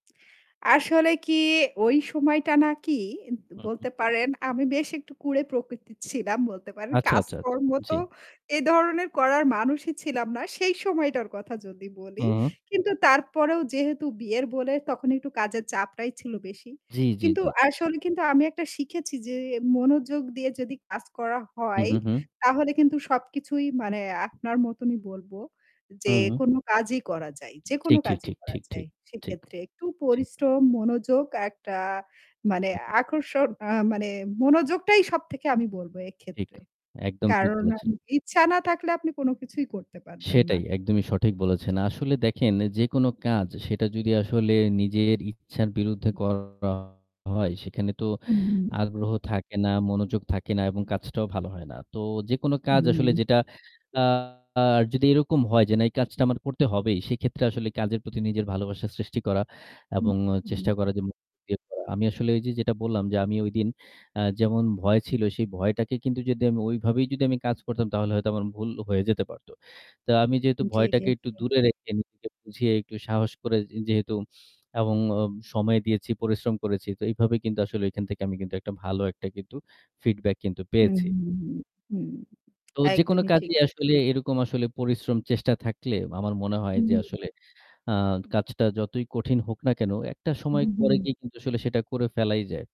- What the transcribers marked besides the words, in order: static; distorted speech; unintelligible speech
- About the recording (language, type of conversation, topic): Bengali, unstructured, তোমার কাজের জীবনের সেরা দিনটা কেমন ছিল?